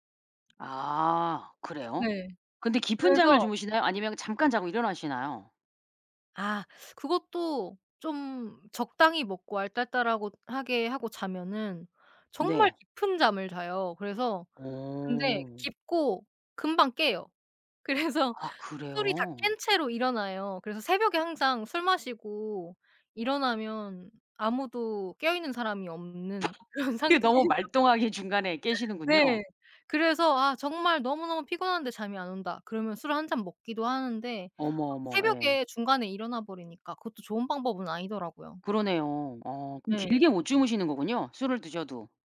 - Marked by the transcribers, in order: other background noise; laughing while speaking: "그래서"; laughing while speaking: "그런 상태에서"; tapping
- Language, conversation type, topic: Korean, podcast, 잠을 잘 자려면 평소에 어떤 습관을 지키시나요?